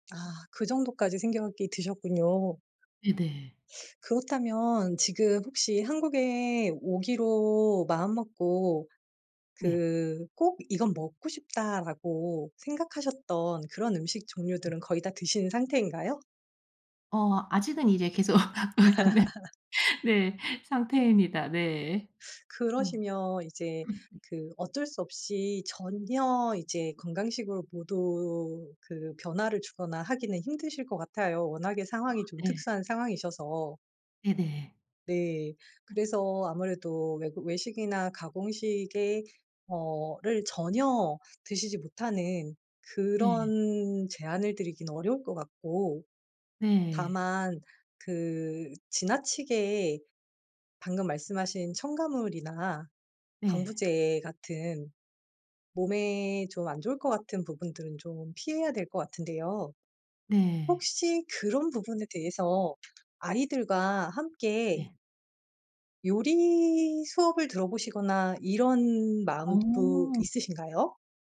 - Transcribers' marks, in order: "생각이" said as "생격이"; other background noise; laugh; tapping; laugh; laughing while speaking: "네. 네"; teeth sucking
- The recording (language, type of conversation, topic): Korean, advice, 바쁜 일상에서 가공식품 섭취를 간단히 줄이고 식습관을 개선하려면 어떻게 해야 하나요?